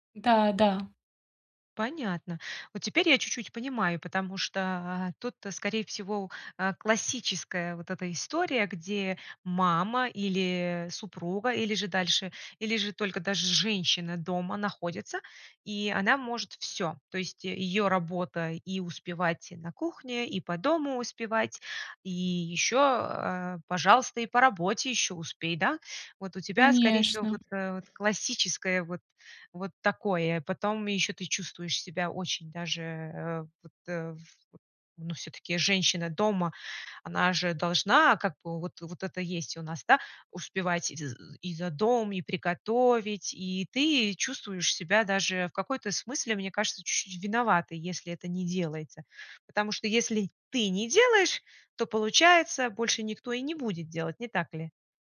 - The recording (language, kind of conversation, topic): Russian, advice, Как перестать тратить время на рутинные задачи и научиться их делегировать?
- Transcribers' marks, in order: none